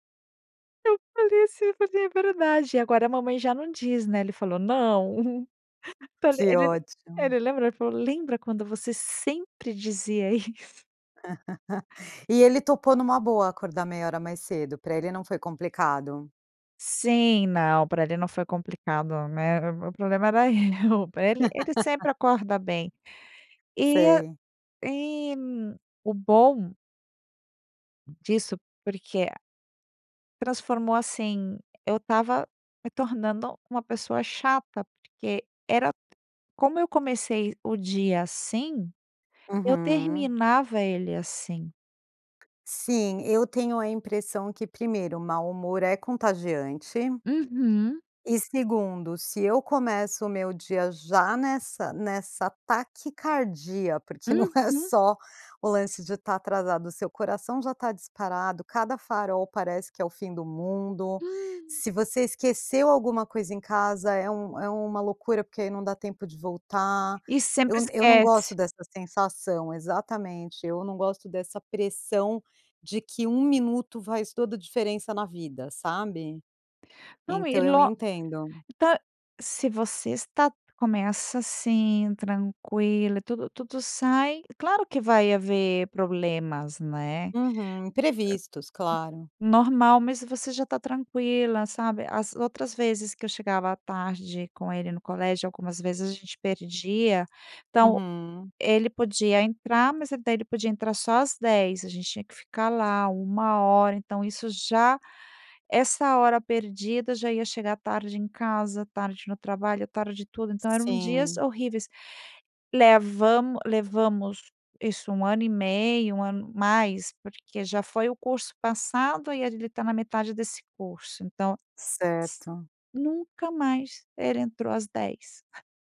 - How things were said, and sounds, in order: joyful: "Eu falei, assim, eu falei"; chuckle; laughing while speaking: "isso?"; laugh; laugh; laughing while speaking: "eu"; tapping; laughing while speaking: "não é só"; gasp; "ele" said as "ere"; chuckle
- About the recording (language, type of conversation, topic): Portuguese, podcast, Como você faz para reduzir a correria matinal?